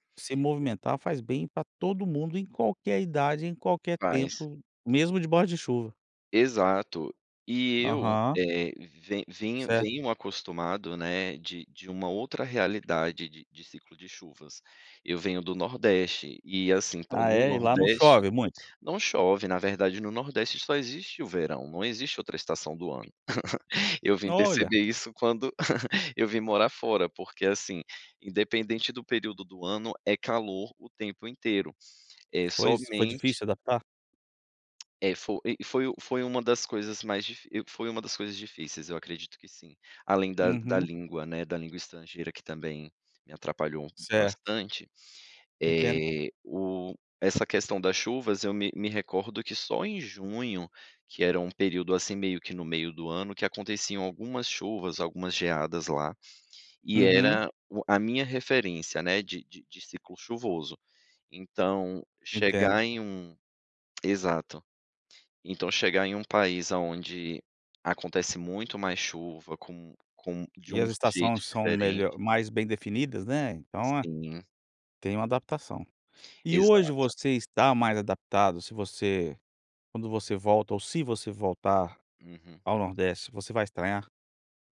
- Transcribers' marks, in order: tapping; other background noise; chuckle; chuckle
- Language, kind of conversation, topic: Portuguese, podcast, Como o ciclo das chuvas afeta seu dia a dia?